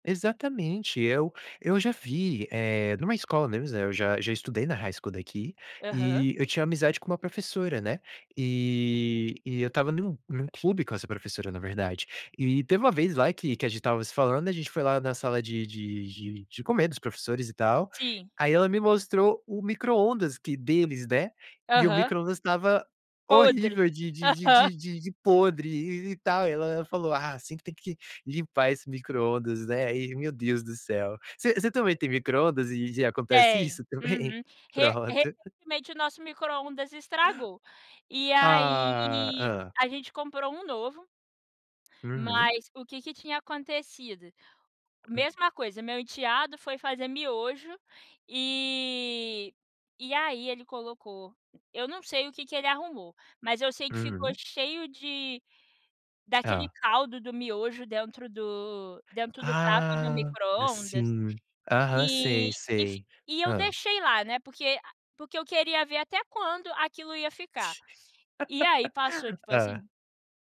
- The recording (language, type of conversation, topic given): Portuguese, podcast, Que truques você usa para manter a cozinha sempre arrumada?
- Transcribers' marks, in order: tapping; laughing while speaking: "aham"; gasp; other noise; laugh